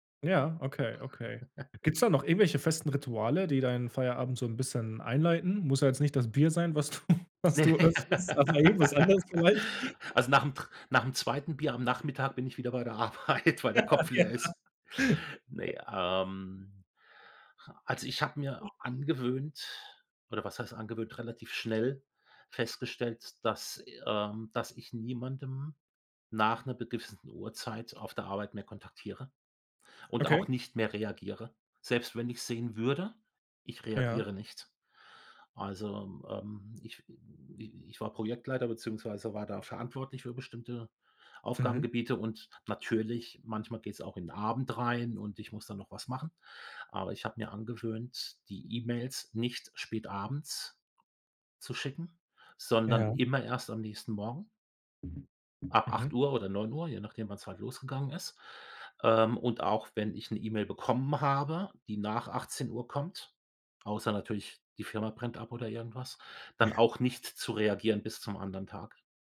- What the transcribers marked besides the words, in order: chuckle; laughing while speaking: "was du was du öffnest bei jedem was anderes vielleicht"; laugh; unintelligible speech; laughing while speaking: "Arbeit"; laughing while speaking: "Ja, ja"; other noise; other background noise; chuckle
- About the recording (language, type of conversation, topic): German, podcast, Was hilft dir, nach der Arbeit wirklich abzuschalten?